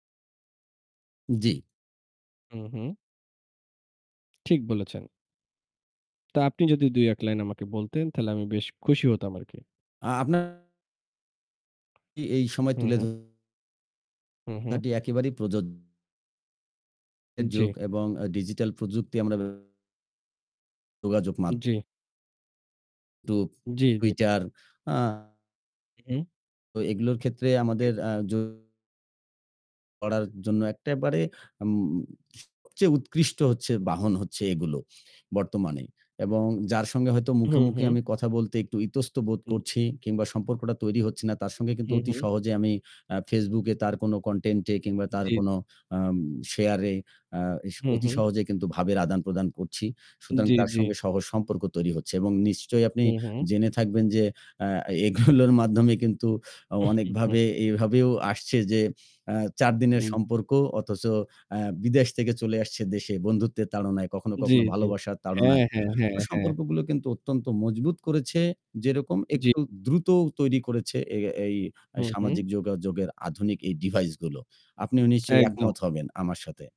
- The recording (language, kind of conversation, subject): Bengali, unstructured, লোকেদের সঙ্গে সম্পর্ক গড়ার সবচেয়ে সহজ উপায় কী?
- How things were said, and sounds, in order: distorted speech; unintelligible speech; tapping; static; "একেবারে" said as "একটেবারে"; in English: "content"; laughing while speaking: "এগুলোর মাধ্যমে কিন্তু"; chuckle